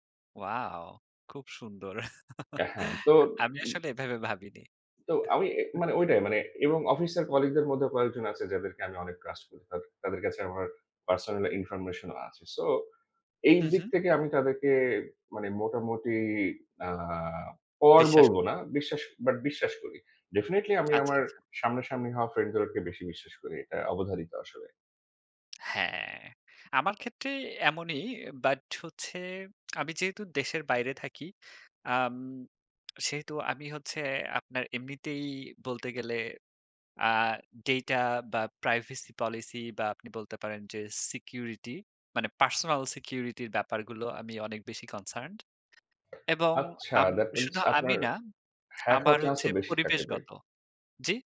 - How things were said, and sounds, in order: chuckle; "ঐটাই" said as "ঐডাই"; unintelligible speech; in English: "ডেফিনিটলি"; lip smack; tapping; in English: "প্রাইভেসি পলিসি"; in English: "কনসার্নড"; in English: "that means"
- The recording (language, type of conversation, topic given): Bengali, unstructured, সামাজিক যোগাযোগমাধ্যম কি আমাদের বন্ধুত্বের সংজ্ঞা বদলে দিচ্ছে?